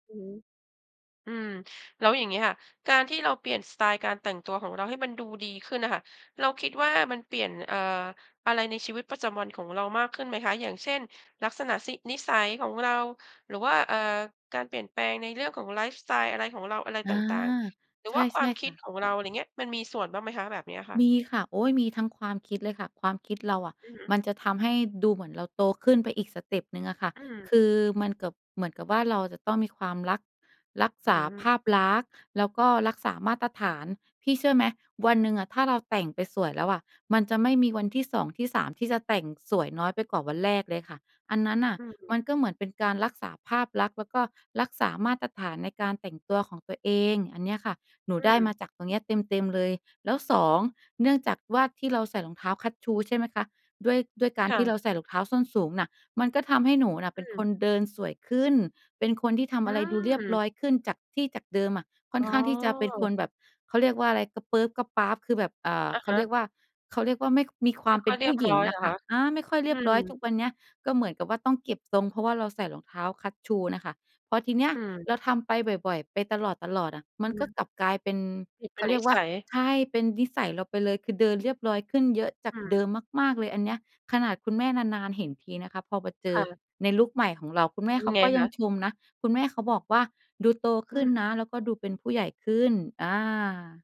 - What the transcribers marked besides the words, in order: tapping
- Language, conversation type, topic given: Thai, podcast, ตอนนี้สไตล์ของคุณเปลี่ยนไปยังไงบ้าง?
- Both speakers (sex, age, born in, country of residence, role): female, 35-39, Thailand, Thailand, guest; female, 50-54, Thailand, Thailand, host